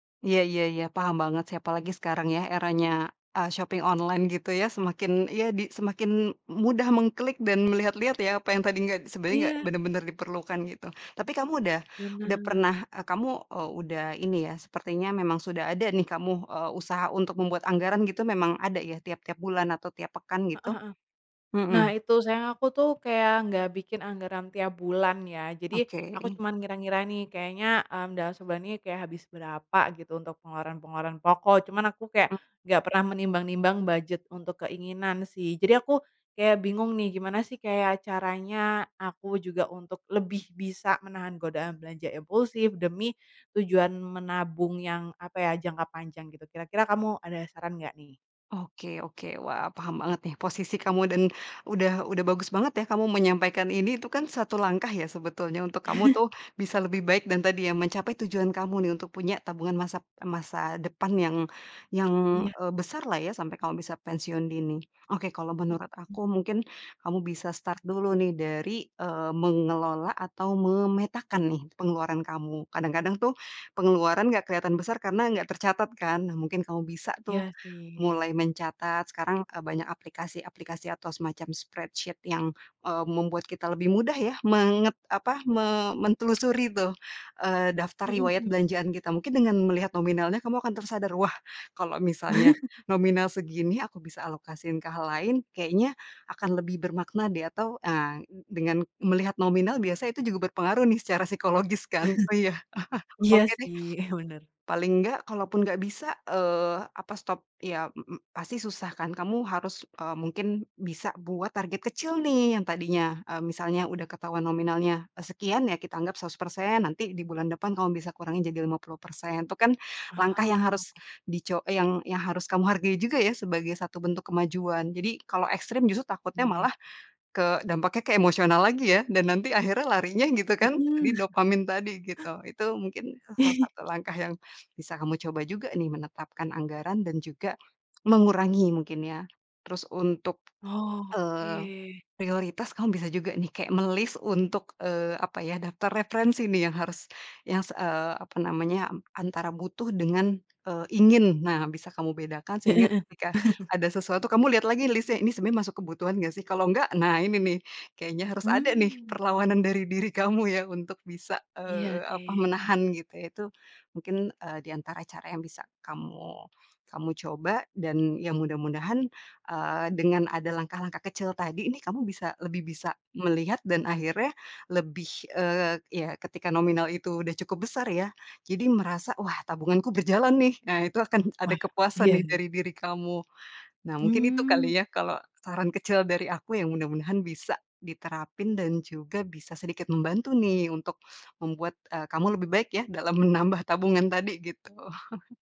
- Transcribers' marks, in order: in English: "shopping online"; chuckle; chuckle; tapping; chuckle; laughing while speaking: "psikologis kan, oh iya"; chuckle; chuckle; drawn out: "Oke"; chuckle; laughing while speaking: "diri kamu ya"; chuckle
- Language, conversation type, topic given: Indonesian, advice, Bagaimana caramu menahan godaan belanja impulsif meski ingin menabung?